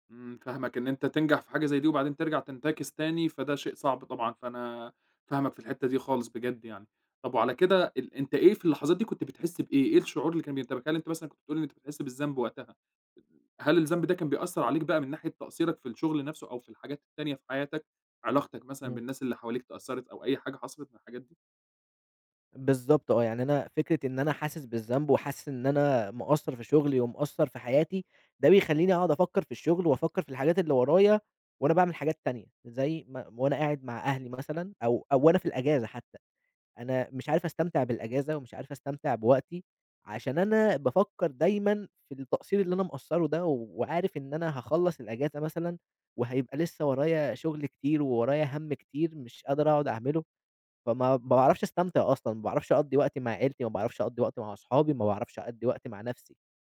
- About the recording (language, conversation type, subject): Arabic, advice, إزاي أتعامل مع إحساسي بالذنب عشان مش بخصص وقت كفاية للشغل اللي محتاج تركيز؟
- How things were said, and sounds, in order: other background noise